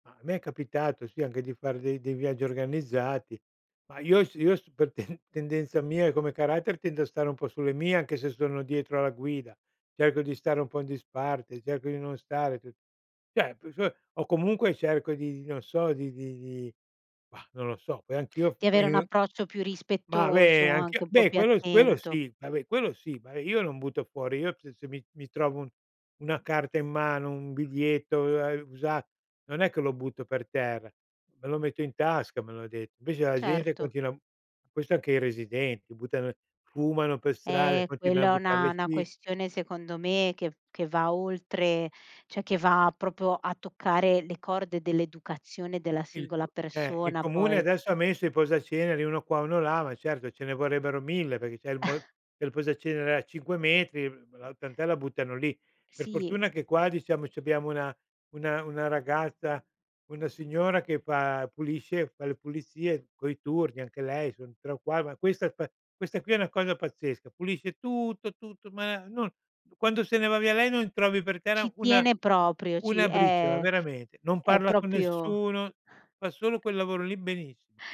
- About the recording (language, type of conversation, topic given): Italian, podcast, Come bilanciare turismo e protezione della natura?
- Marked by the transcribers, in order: laughing while speaking: "ten"; "cioè" said as "ceh"; unintelligible speech; other background noise; "cioè" said as "ceh"; "proprio" said as "propo"; chuckle; "proprio" said as "propio"; tapping